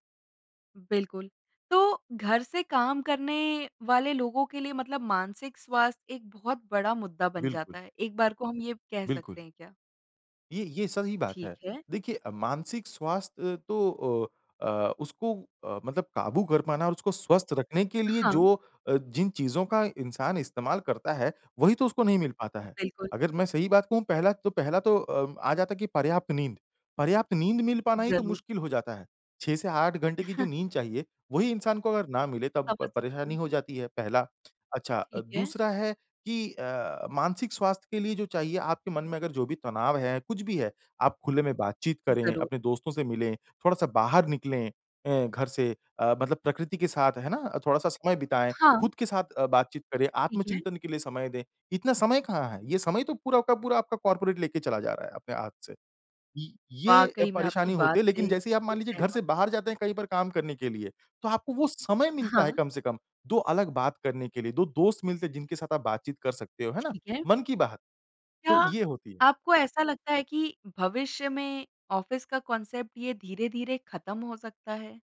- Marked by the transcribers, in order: chuckle; other background noise; other noise; in English: "कॉर्पोरेट"; in English: "ऑफिस"; in English: "कॉन्सेप्ट"
- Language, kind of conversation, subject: Hindi, podcast, घर से काम करने का आपका अनुभव कैसा रहा है?